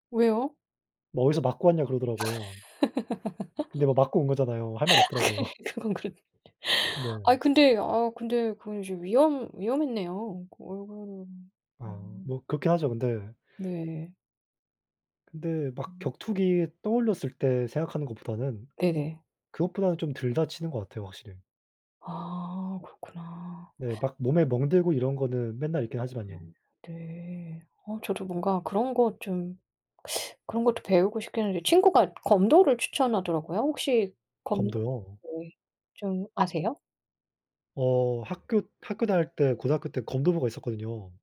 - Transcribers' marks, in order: laugh; laughing while speaking: "그건 그렇"; laughing while speaking: "없더라고요"
- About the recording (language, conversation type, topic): Korean, unstructured, 취미를 하다가 가장 놀랐던 순간은 언제였나요?